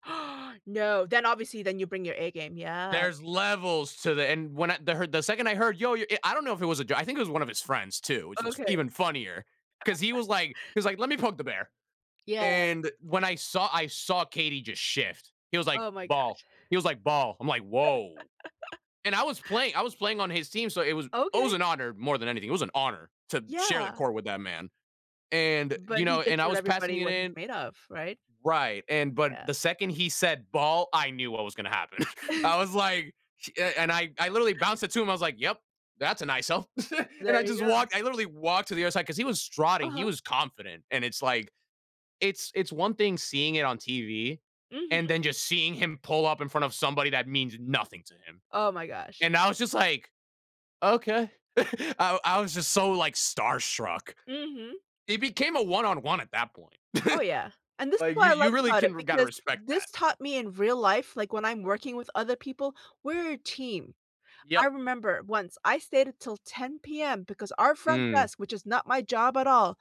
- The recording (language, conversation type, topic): English, unstructured, How can I use teamwork lessons from different sports in my life?
- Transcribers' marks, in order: gasp; other background noise; chuckle; laugh; chuckle; laugh; "strutting" said as "strotting"; laugh; chuckle